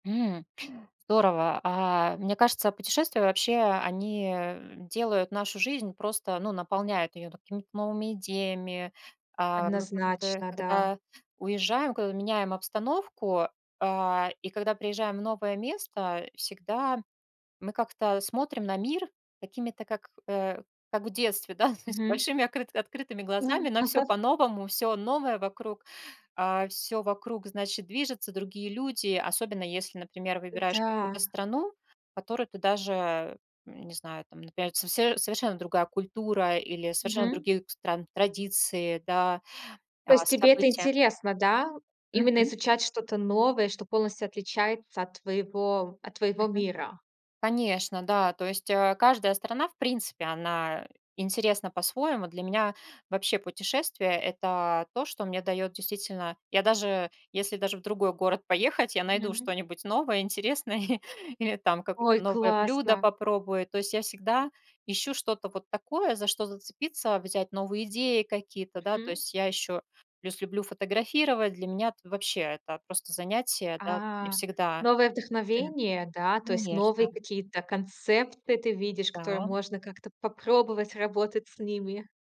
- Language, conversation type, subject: Russian, podcast, Как ты заводил друзей во время путешествий?
- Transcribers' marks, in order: other noise; laughing while speaking: "да, то есть"; chuckle; tapping; chuckle; other background noise